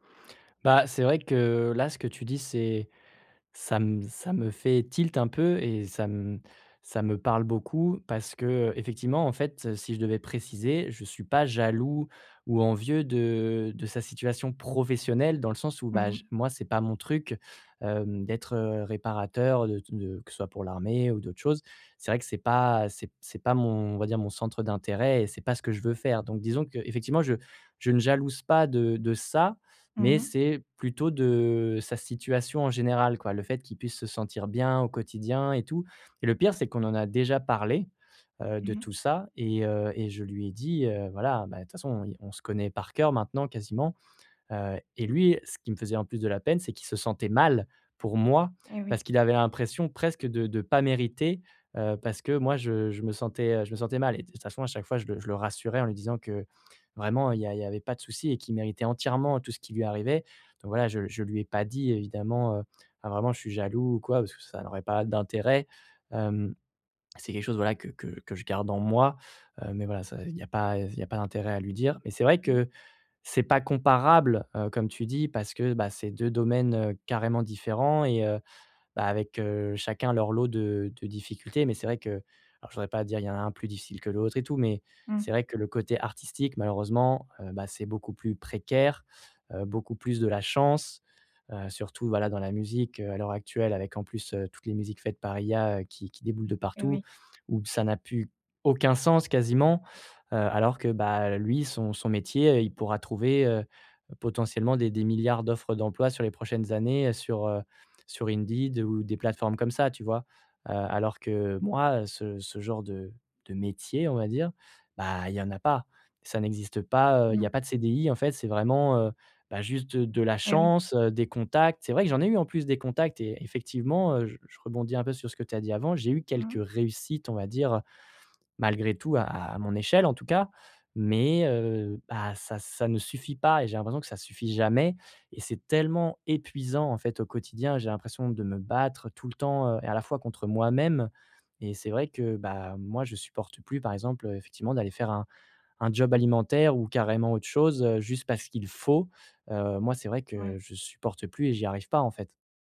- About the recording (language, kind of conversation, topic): French, advice, Comment gères-tu la jalousie que tu ressens face à la réussite ou à la promotion d’un ami ?
- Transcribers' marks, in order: stressed: "faut"